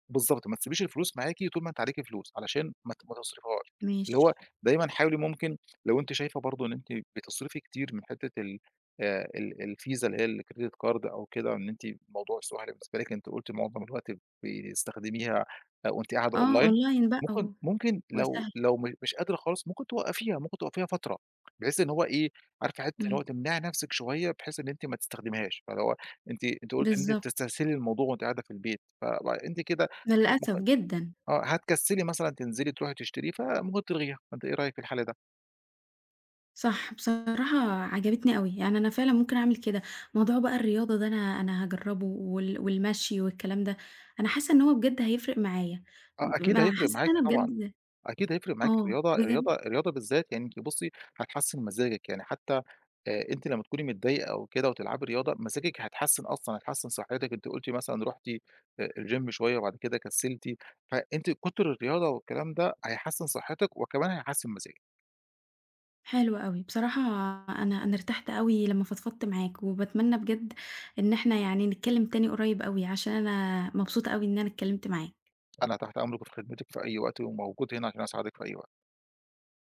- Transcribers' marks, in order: in English: "الcredit card"; in English: "online"; in English: "online"; in English: "الgym"
- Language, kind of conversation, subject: Arabic, advice, الإسراف في الشراء كملجأ للتوتر وتكرار الديون